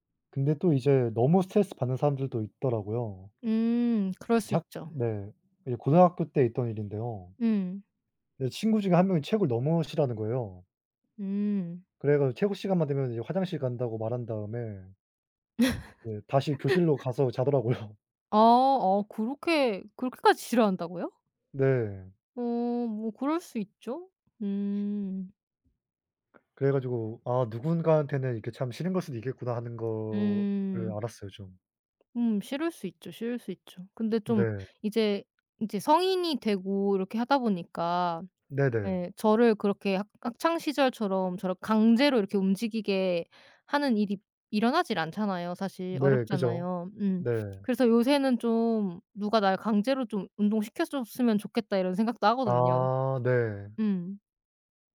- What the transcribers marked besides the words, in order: "체육" said as "체구"; laugh; laughing while speaking: "자더라고요"; tapping; other background noise
- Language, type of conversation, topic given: Korean, unstructured, 운동을 억지로 시키는 것이 옳을까요?